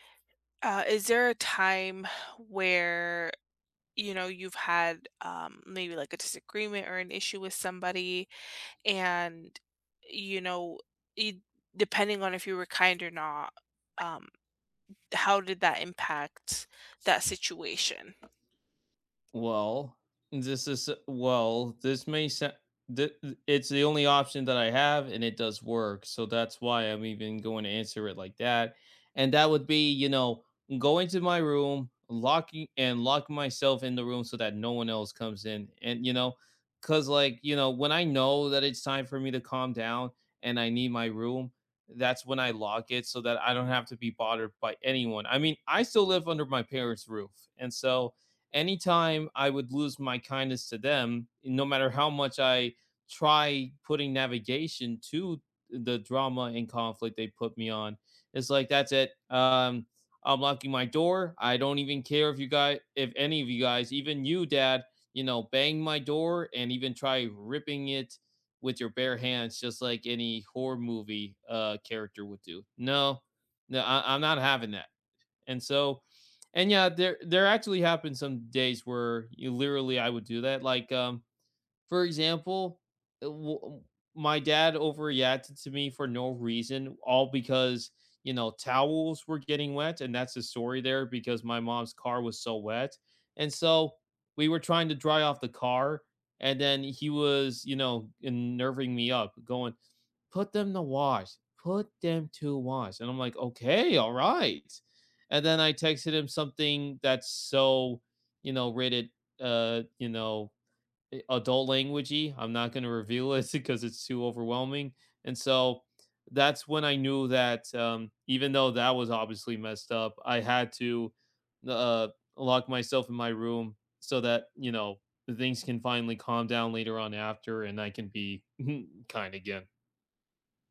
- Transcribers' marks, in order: other background noise; chuckle
- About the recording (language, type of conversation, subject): English, unstructured, How do you navigate conflict without losing kindness?
- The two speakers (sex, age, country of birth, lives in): female, 25-29, United States, United States; male, 20-24, United States, United States